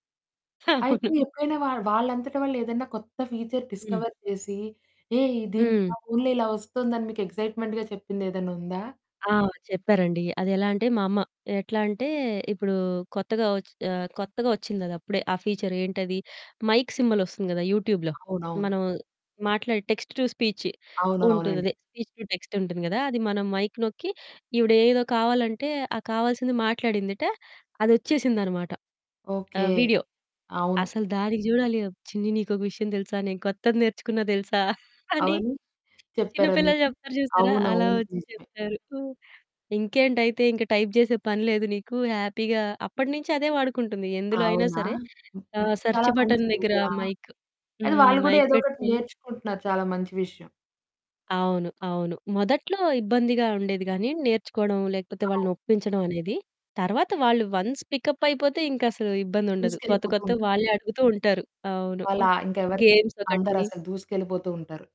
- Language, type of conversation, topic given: Telugu, podcast, పెద్దవారిని డిజిటల్ సేవలు, యాప్‌లు వాడేలా ఒప్పించడంలో మీకు ఇబ్బంది వస్తుందా?
- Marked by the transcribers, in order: laughing while speaking: "అవును"; other background noise; static; in English: "ఫీచర్ డిస్కవర్"; in English: "ఎక్సైట్మెంట్‌గా"; in English: "ఫీచర్"; in English: "మైక్"; in English: "యూట్యూబ్‌లో"; in English: "టెక్స్ట్ టు స్పీచ్"; in English: "స్పీచ్ టు టెక్స్ట్"; in English: "మైక్"; in English: "వీడియో"; laughing while speaking: "అని"; in English: "టైప్"; in English: "హ్యాపీగా"; distorted speech; in English: "సెర్చ్ బటన్"; in English: "మైక్"; in English: "మైక్"; in English: "వన్స్ పిక్ యాప్"; in English: "గేమ్స్"